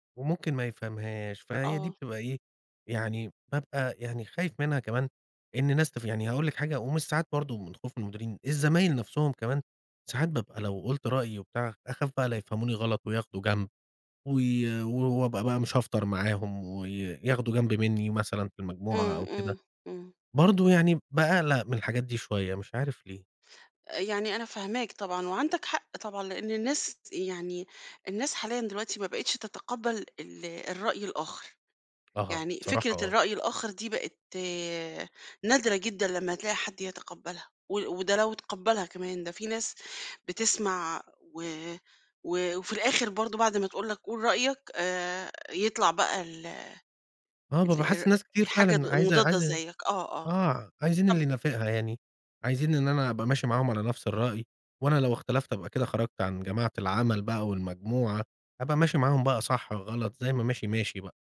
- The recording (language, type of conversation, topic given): Arabic, advice, إزاي أوصف إحساسي لما بخاف أقول رأيي الحقيقي في الشغل؟
- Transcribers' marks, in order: tapping